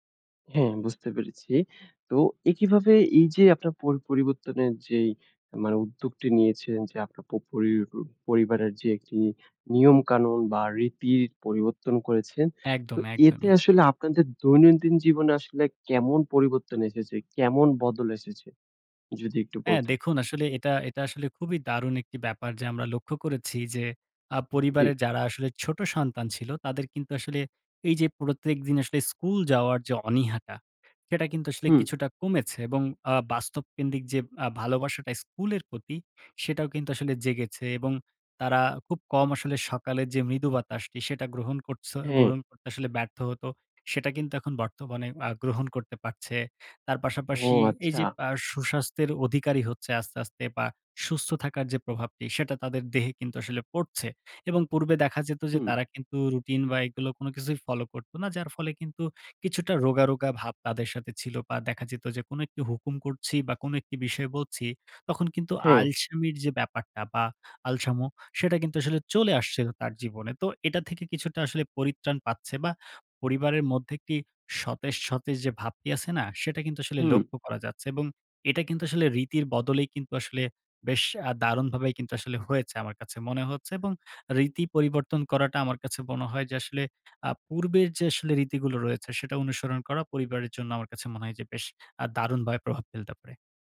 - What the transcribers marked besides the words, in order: none
- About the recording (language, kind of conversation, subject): Bengali, podcast, আপনি কি আপনার পরিবারের কোনো রীতি বদলেছেন, এবং কেন তা বদলালেন?
- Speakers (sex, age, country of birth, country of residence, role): male, 18-19, Bangladesh, Bangladesh, guest; male, 20-24, Bangladesh, Bangladesh, host